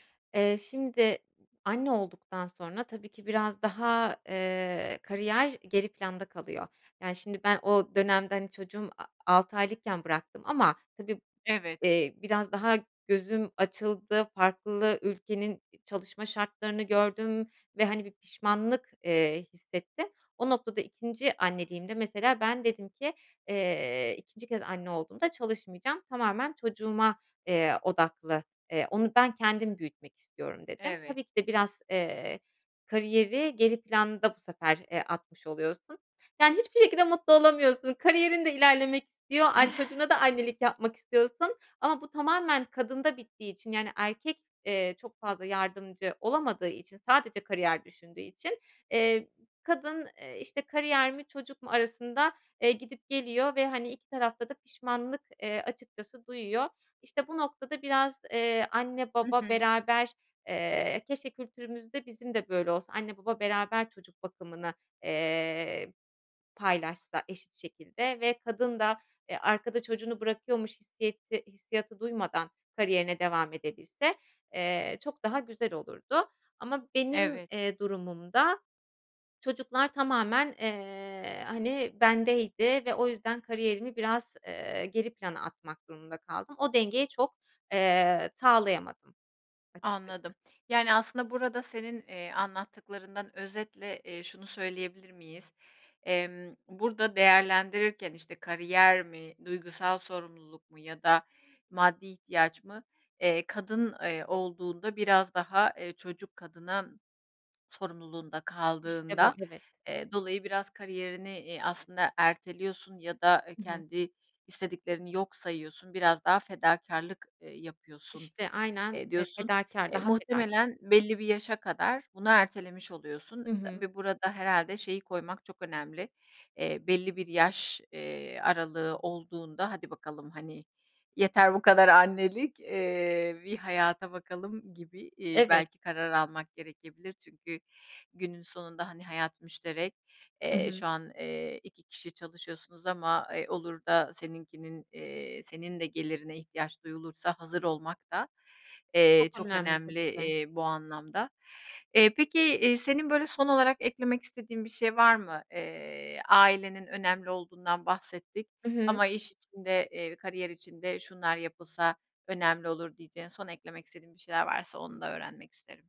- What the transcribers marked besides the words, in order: chuckle; other noise; unintelligible speech; other background noise
- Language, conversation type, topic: Turkish, podcast, İş ve aile arasında karar verirken dengeyi nasıl kuruyorsun?